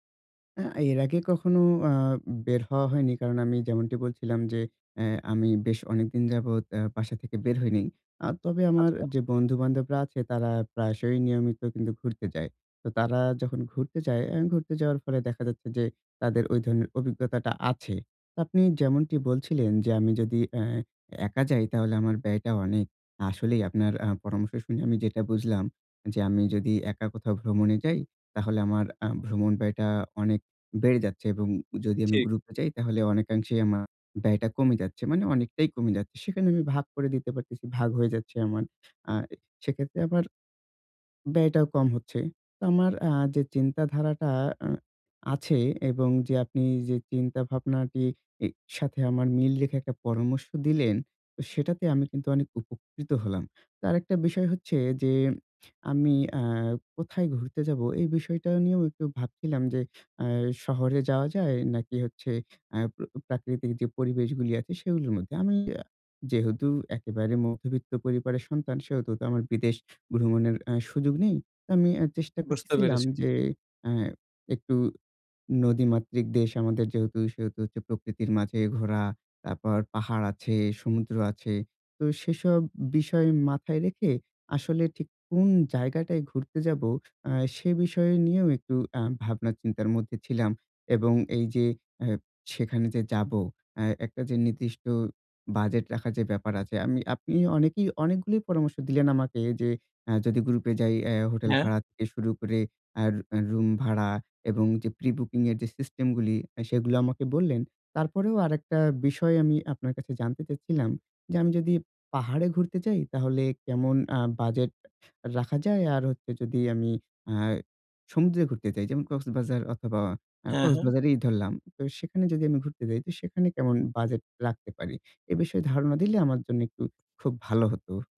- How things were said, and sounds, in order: tapping
- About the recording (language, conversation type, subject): Bengali, advice, ভ্রমণের জন্য বাস্তবসম্মত বাজেট কীভাবে তৈরি ও খরচ পরিচালনা করবেন?